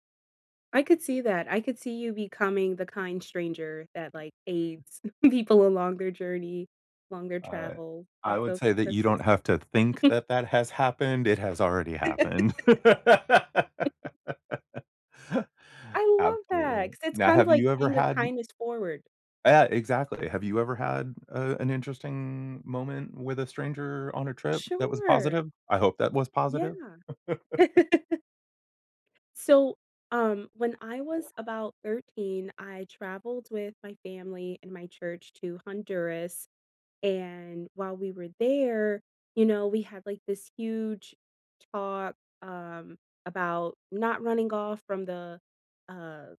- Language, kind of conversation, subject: English, unstructured, What’s the kindest thing a stranger has done for you on a trip?
- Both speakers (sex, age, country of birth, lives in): female, 25-29, United States, United States; male, 50-54, United States, United States
- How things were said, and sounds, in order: other background noise; chuckle; tapping; chuckle; chuckle; stressed: "think"; laugh; laugh; laugh